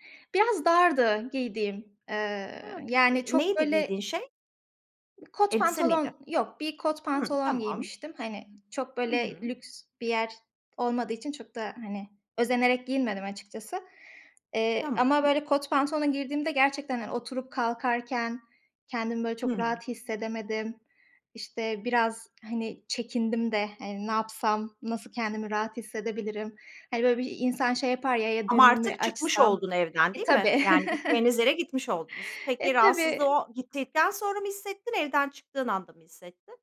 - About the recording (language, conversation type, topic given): Turkish, podcast, Kıyafetler sence ruh hâlini nasıl etkiler?
- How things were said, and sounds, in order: unintelligible speech; other background noise; chuckle